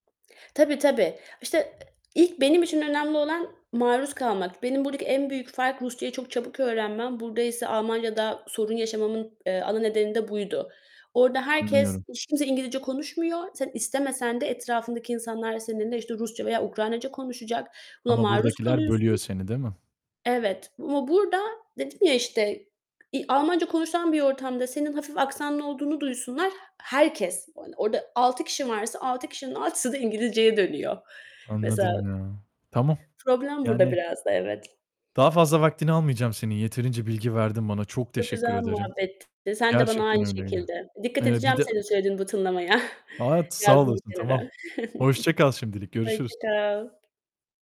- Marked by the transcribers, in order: tapping; other background noise; distorted speech; chuckle
- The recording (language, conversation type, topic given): Turkish, unstructured, Sence öğrenmenin en eğlenceli yolu nedir?